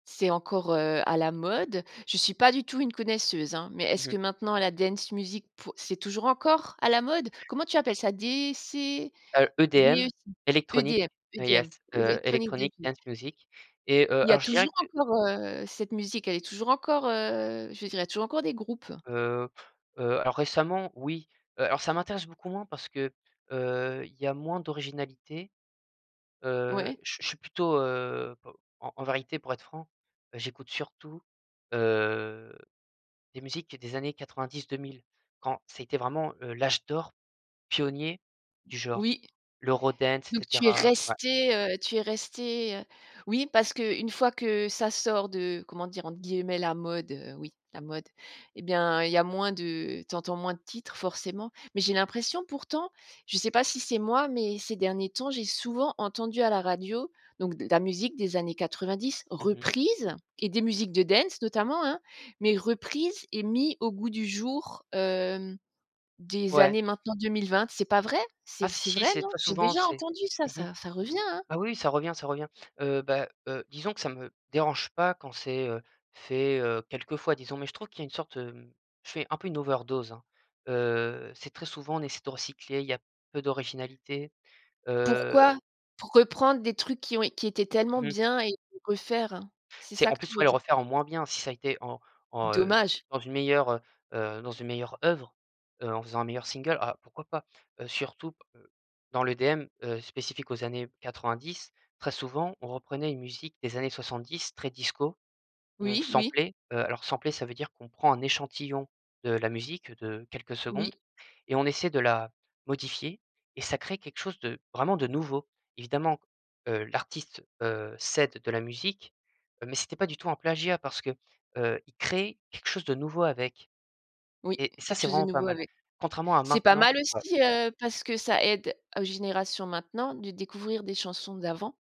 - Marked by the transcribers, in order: put-on voice: "dance"; stressed: "encore"; in English: "yes"; put-on voice: "dance music"; drawn out: "heu"; drawn out: "heu"; stressed: "l'âge"; other background noise; stressed: "resté"; stressed: "reprise"; put-on voice: "dance"; drawn out: "Heu"; tapping; stressed: "crée"
- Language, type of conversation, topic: French, podcast, Quel album t’a fait découvrir une nouvelle identité musicale ?